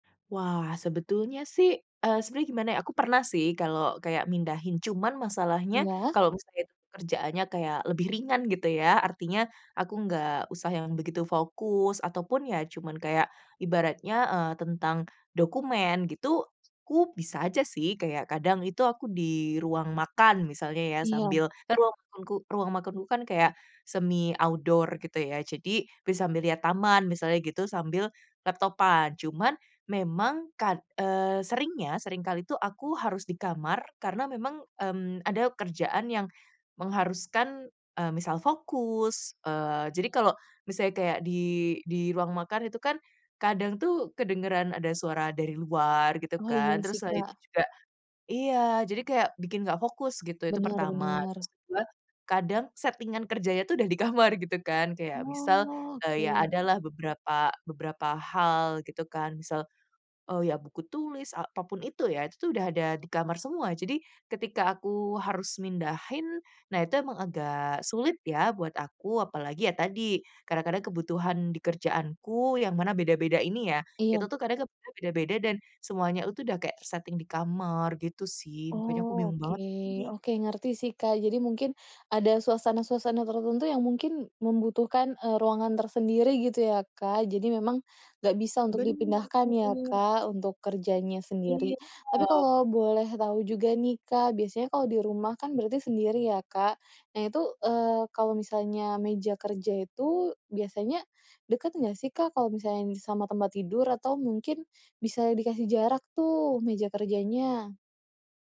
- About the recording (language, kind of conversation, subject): Indonesian, advice, Bagaimana cara menetapkan batas antara pekerjaan dan kehidupan pribadi agar saya tidak mengalami kelelahan kerja lagi?
- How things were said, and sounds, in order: in English: "outdoor"; laughing while speaking: "kamar"; other background noise; "itu" said as "utu"